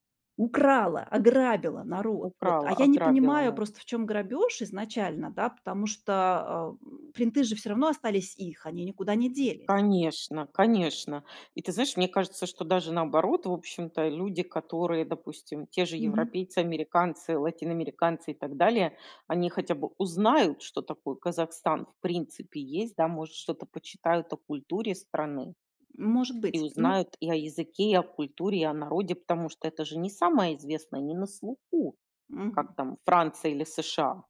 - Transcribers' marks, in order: tapping
- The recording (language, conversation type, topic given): Russian, podcast, Как вы относитесь к использованию элементов других культур в моде?